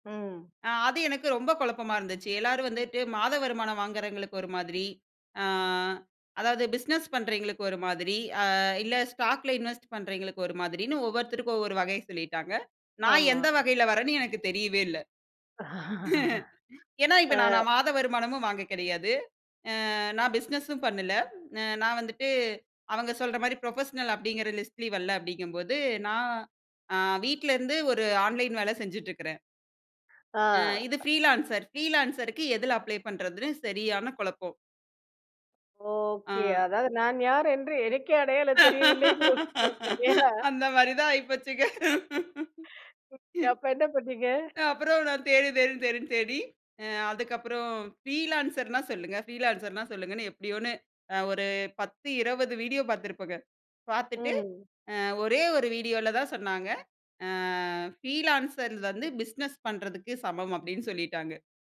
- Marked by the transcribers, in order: in English: "பிசினஸ்"; in English: "ஸ்டாக்ல இன்வெஸ்ட்"; laugh; chuckle; in English: "பிசினஸ்ஸும்"; in English: "புரொபஷனல்"; in English: "ப்ரீலான்சர் ப்ரீலான்சர்க்கு"; in English: "அப்ளை"; laugh; laughing while speaking: "அந்தமாரி தான் ஆயிபோச்சுங்க. ம்"; unintelligible speech; laughing while speaking: "அப்ப என்ன பண்ணீங்க?"; in English: "ஃப்ரீலான்ஸர்னா"; in English: "ஃப்ரீலான்ஸர்னா"; in English: "ஃப்ரீலான்ஸர்"; in English: "பிஸ்னஸ்"
- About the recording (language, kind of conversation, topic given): Tamil, podcast, ஒரு பெரிய பணியை சிறு படிகளாக எப்படி பிரிக்கிறீர்கள்?